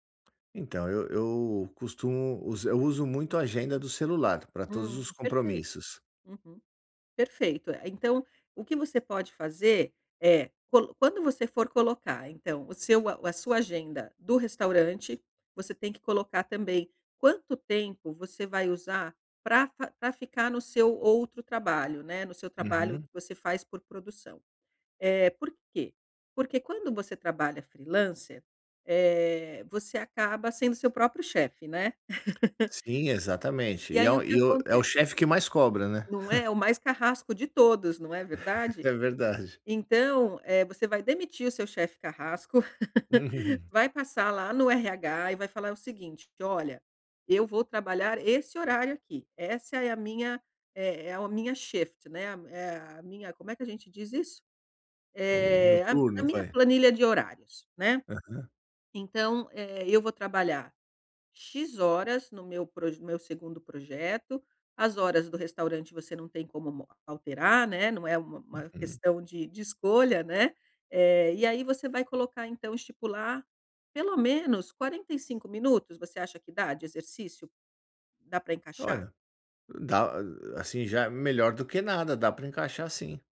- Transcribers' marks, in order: tapping; laugh; chuckle; laugh; chuckle; in English: "shift"; other background noise
- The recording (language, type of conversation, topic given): Portuguese, advice, Como posso começar e manter uma rotina de exercícios sem ansiedade?